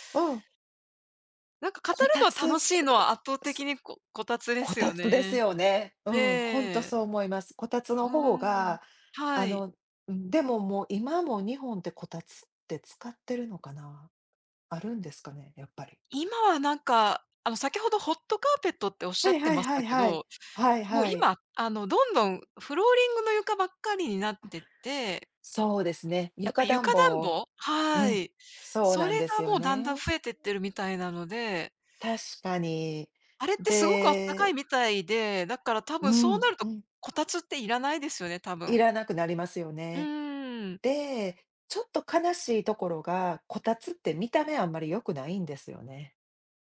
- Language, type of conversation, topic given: Japanese, unstructured, 冬の暖房にはエアコンとこたつのどちらが良いですか？
- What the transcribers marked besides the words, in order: other noise; stressed: "こたつですよね"